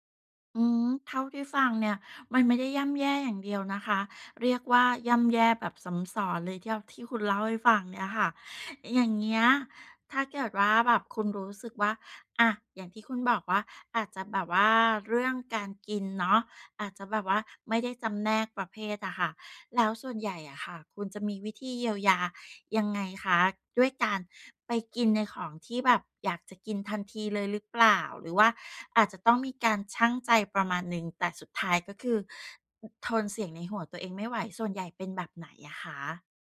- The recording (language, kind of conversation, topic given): Thai, podcast, ในช่วงเวลาที่ย่ำแย่ คุณมีวิธีปลอบใจตัวเองอย่างไร?
- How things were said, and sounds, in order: none